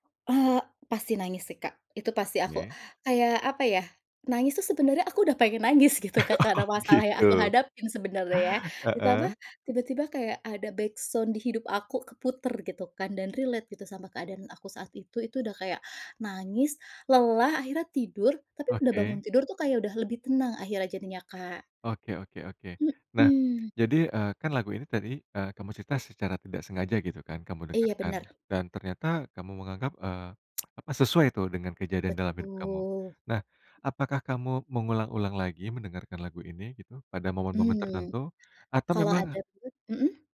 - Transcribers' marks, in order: other background noise; laughing while speaking: "nangis gitu"; chuckle; laughing while speaking: "Oh gitu"; in English: "backsound"; in English: "relate"; tsk; unintelligible speech
- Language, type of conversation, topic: Indonesian, podcast, Lagu apa yang selalu menemani kamu saat sedang sedih?
- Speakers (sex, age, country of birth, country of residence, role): female, 35-39, Indonesia, Indonesia, guest; male, 35-39, Indonesia, Indonesia, host